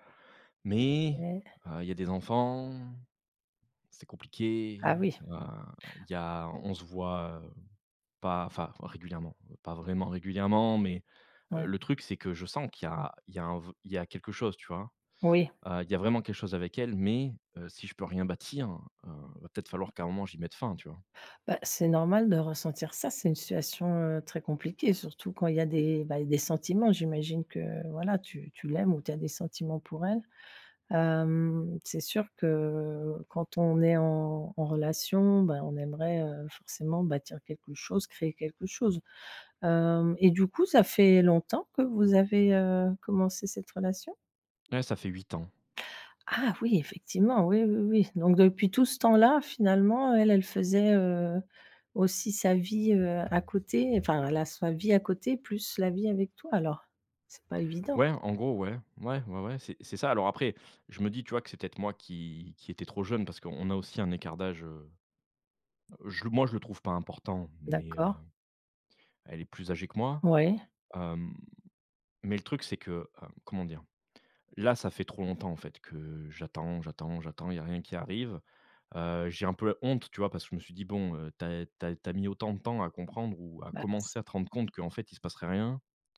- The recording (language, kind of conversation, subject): French, advice, Comment mettre fin à une relation de longue date ?
- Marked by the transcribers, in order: other background noise; stressed: "bâtir"; tapping